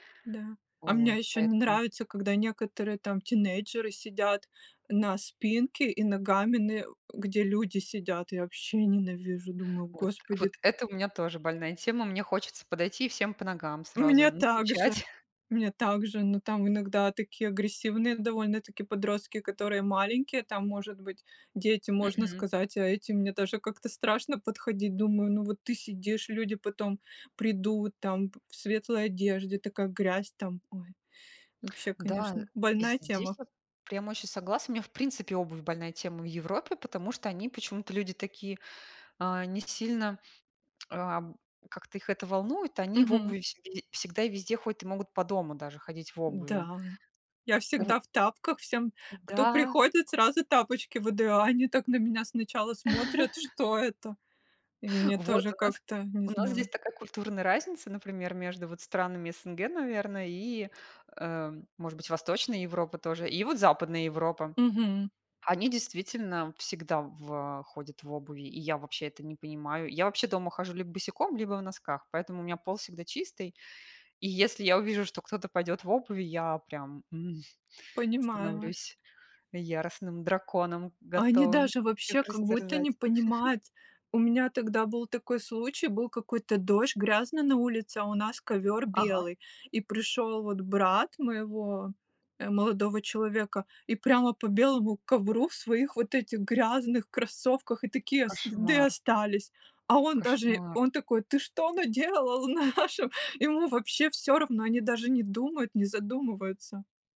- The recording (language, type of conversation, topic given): Russian, unstructured, Почему люди не убирают за собой в общественных местах?
- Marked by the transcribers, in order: chuckle; laugh; put-on voice: "Ты что наделал в нашем?"; laughing while speaking: "в нашем?"